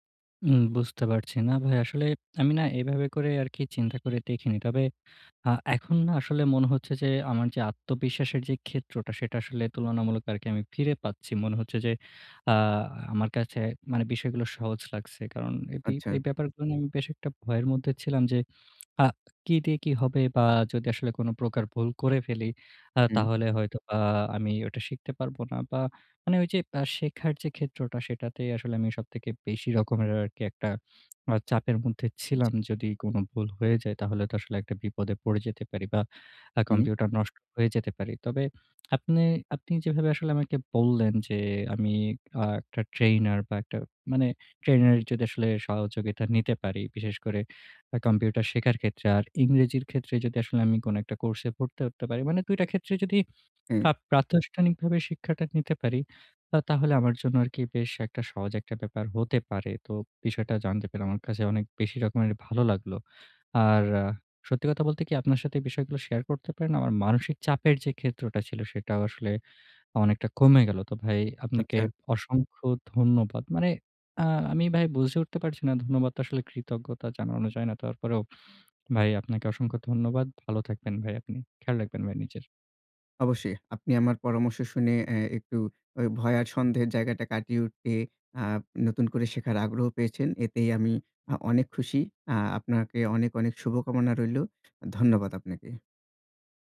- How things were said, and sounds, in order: "প্রাতিষ্ঠানিক" said as "প্রাত্যুষ্ঠানিক"
- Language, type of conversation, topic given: Bengali, advice, ভয় ও সন্দেহ কাটিয়ে কীভাবে আমি আমার আগ্রহগুলো অনুসরণ করতে পারি?